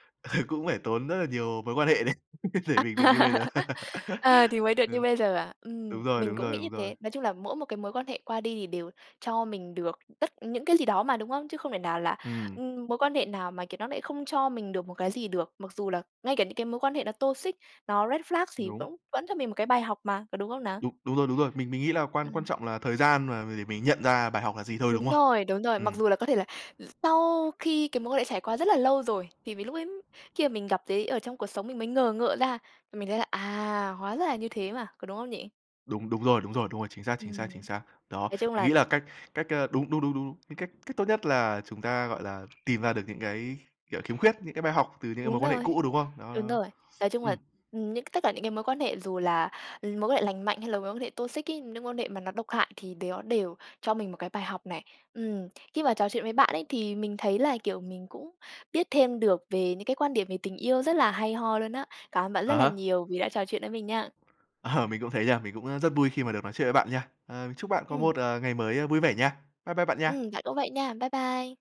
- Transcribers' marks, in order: laughing while speaking: "Ờ"; laugh; laughing while speaking: "đấy"; giggle; other background noise; tapping; laughing while speaking: "bây giờ"; laugh; in English: "toxic"; in English: "red flag"; other noise; in English: "toxic"; laughing while speaking: "Ờ"
- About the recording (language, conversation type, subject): Vietnamese, podcast, Bạn quyết định như thế nào để biết một mối quan hệ nên tiếp tục hay nên kết thúc?